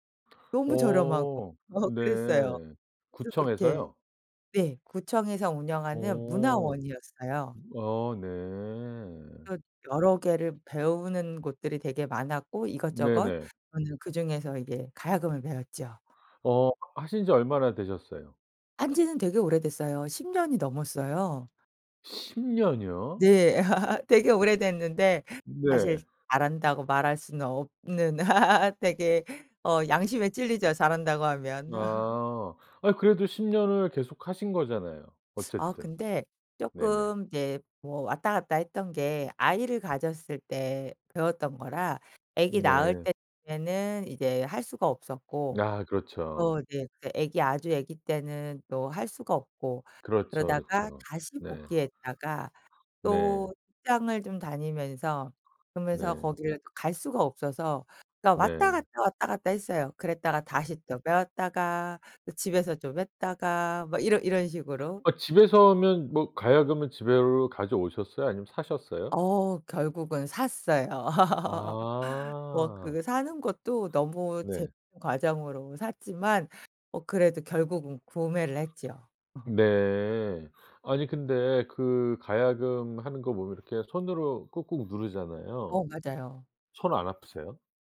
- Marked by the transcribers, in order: tapping; laughing while speaking: "어"; other background noise; laugh; laugh; laugh; laugh; laughing while speaking: "어"
- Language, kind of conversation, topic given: Korean, podcast, 요즘 푹 빠져 있는 취미가 무엇인가요?